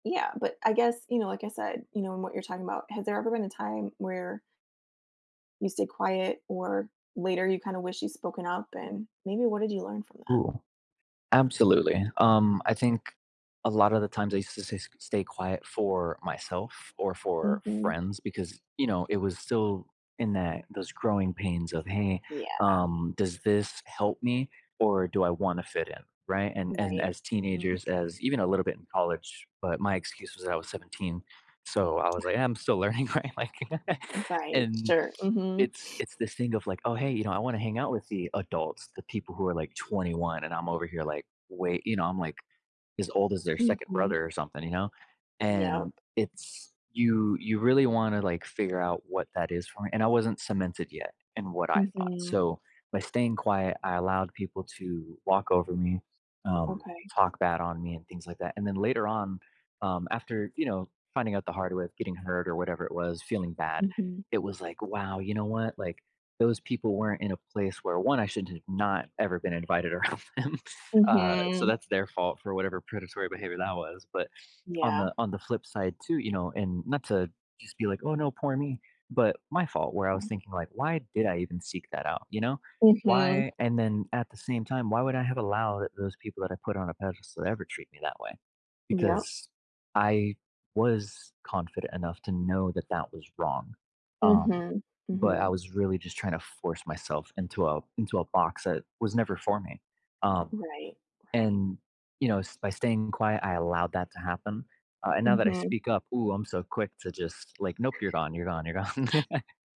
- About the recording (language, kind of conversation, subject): English, unstructured, What helps you decide whether to share your thoughts or keep them to yourself?
- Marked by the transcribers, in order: tapping; other background noise; laughing while speaking: "learning, right? Like"; laughing while speaking: "around them"; laughing while speaking: "gone"; laugh